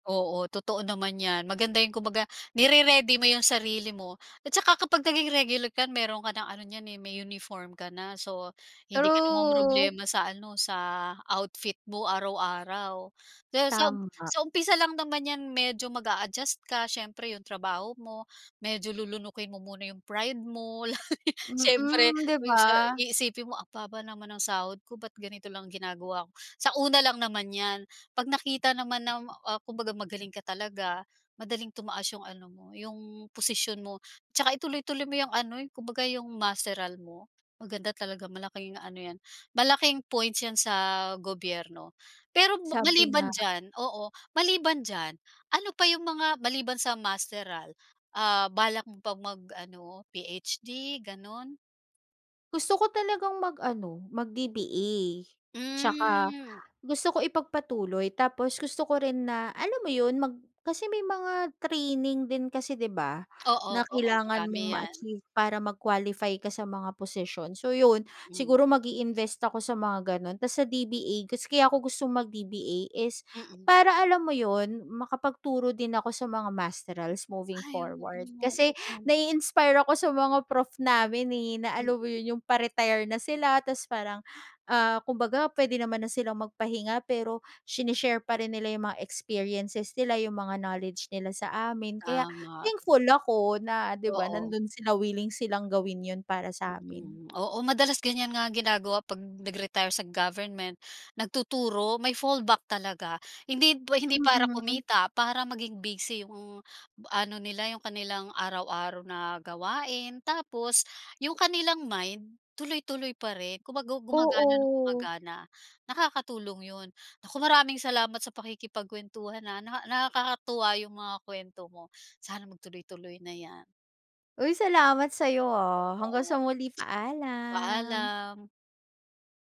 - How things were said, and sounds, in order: drawn out: "True"; chuckle; in English: "masterals moving forward"; other background noise; in English: "fallback"
- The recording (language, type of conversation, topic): Filipino, podcast, May nangyari bang hindi mo inaasahan na nagbukas ng bagong oportunidad?